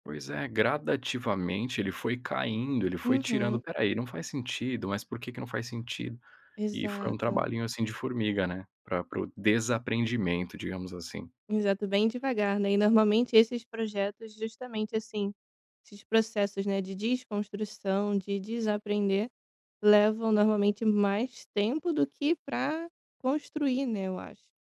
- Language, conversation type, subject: Portuguese, podcast, Como a escola poderia ensinar a arte de desaprender?
- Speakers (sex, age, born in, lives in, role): female, 25-29, Brazil, Italy, host; male, 30-34, Brazil, Spain, guest
- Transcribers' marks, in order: none